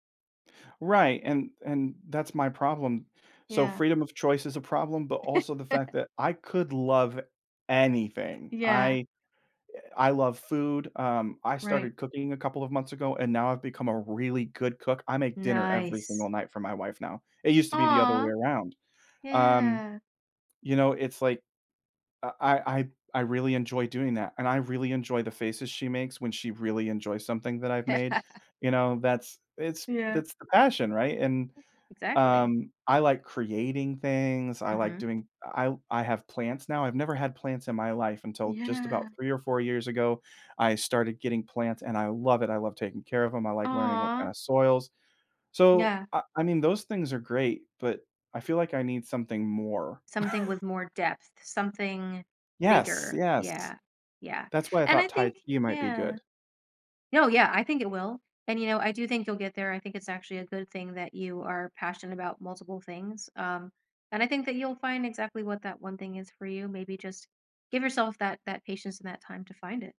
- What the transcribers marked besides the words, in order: laugh; other background noise; stressed: "anything"; laugh; tapping; chuckle
- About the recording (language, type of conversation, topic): English, advice, How can I find my life purpose?
- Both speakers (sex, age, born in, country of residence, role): female, 30-34, United States, United States, advisor; male, 35-39, United States, United States, user